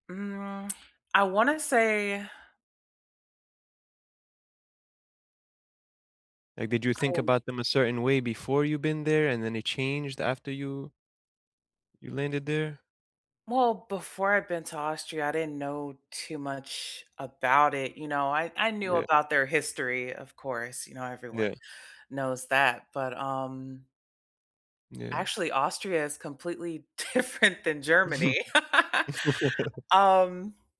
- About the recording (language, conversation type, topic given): English, unstructured, What is the most surprising place you have ever visited?
- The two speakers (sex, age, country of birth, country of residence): female, 35-39, United States, United States; male, 30-34, United States, United States
- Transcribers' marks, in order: drawn out: "Mm"; tsk; tapping; other background noise; laugh; laughing while speaking: "different"; laugh